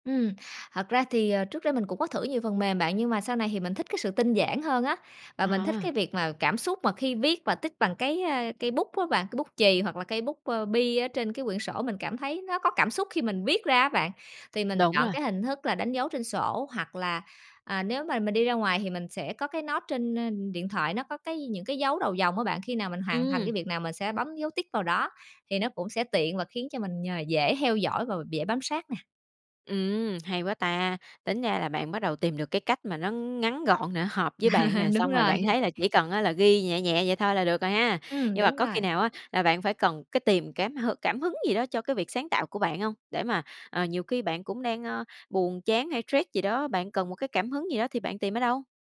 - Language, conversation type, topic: Vietnamese, podcast, Bạn chia nhỏ mục tiêu sáng tạo như thế nào để tiến bộ?
- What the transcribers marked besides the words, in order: tapping; in English: "note"; other background noise; laugh; laughing while speaking: "rồi"